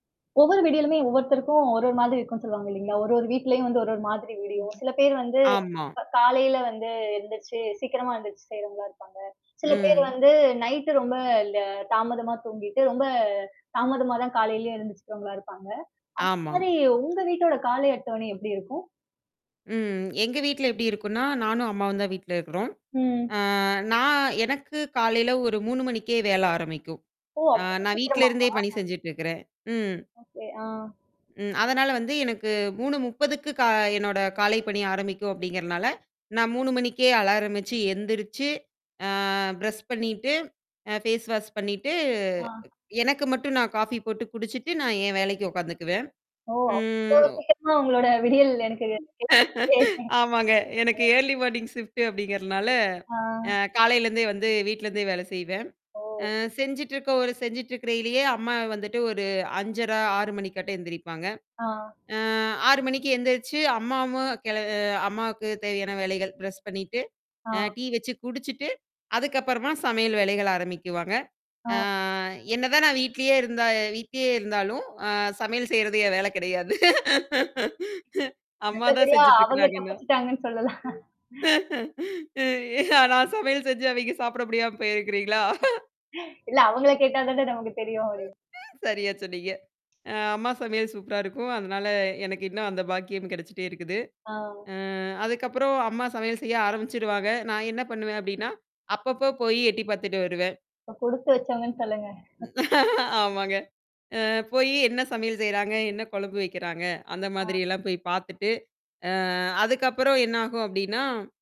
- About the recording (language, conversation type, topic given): Tamil, podcast, உங்கள் வீட்டின் காலை அட்டவணை எப்படி இருக்கும் என்று சொல்ல முடியுமா?
- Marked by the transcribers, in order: other background noise; tapping; distorted speech; in English: "ப்ரஷ்"; in English: "ஃபேஸ் வாஷ்"; other noise; laughing while speaking: "ஆமாங்க, எனக்கு ஏர்லி மார்னிங் ஷிஃப்ட்டு அப்படிங்கிறனால"; in English: "ஏர்லி மார்னிங் ஷிஃப்ட்டு"; unintelligible speech; "செஞ்சுட்ருக்கயிலேயே" said as "செஞ்சுட்ருக்கறையிலேயே"; in English: "பிரஷ்"; laughing while speaking: "கிடையாது"; laughing while speaking: "சொல்லலாம்"; mechanical hum; laughing while speaking: "ம். நான் சமையல் செஞ்சு, அவைங்க சாப்பிட முடியாம போயிருங்குறீங்களா?"; laughing while speaking: "சரியா சொன்னீங்க"; laughing while speaking: "ஆமாங்க"